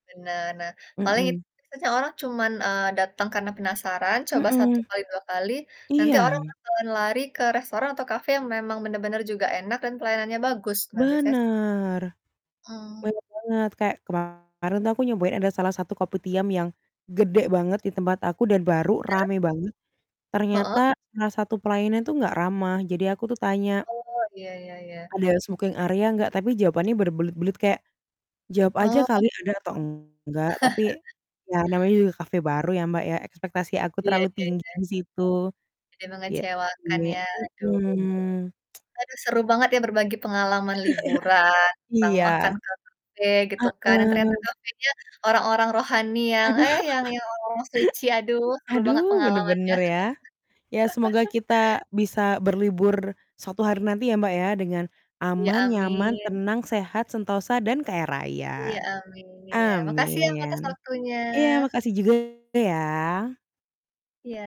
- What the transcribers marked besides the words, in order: distorted speech; in English: "smoking area"; chuckle; other background noise; chuckle; chuckle; laugh
- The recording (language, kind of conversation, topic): Indonesian, unstructured, Apa yang biasanya membuat pengalaman bepergian terasa mengecewakan?